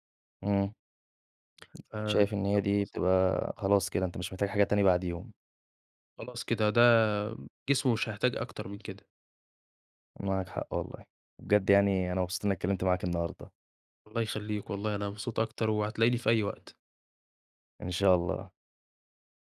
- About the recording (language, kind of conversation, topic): Arabic, podcast, إزاي تحافظ على أكل صحي بميزانية بسيطة؟
- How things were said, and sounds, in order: none